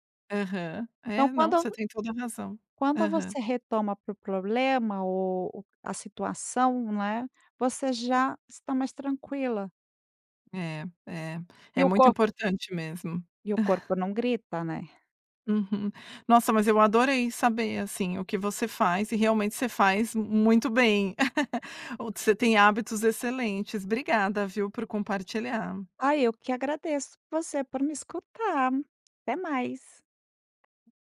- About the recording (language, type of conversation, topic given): Portuguese, podcast, Me conta um hábito que te ajuda a aliviar o estresse?
- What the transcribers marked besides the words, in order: tapping; chuckle; laugh